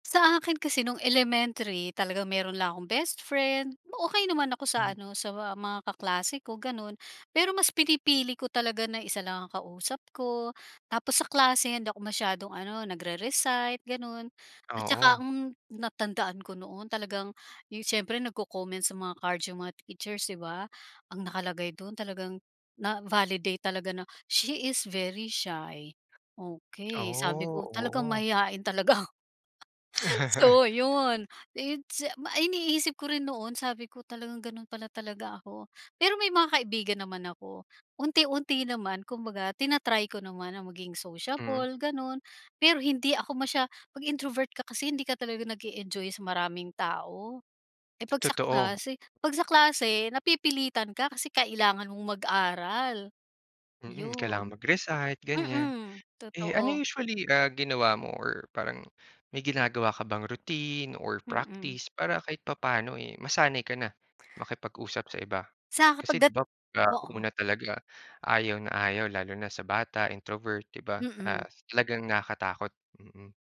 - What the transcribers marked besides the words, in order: tapping; laugh
- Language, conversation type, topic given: Filipino, podcast, Paano mo nalalabanan ang hiya kapag lalapit ka sa ibang tao?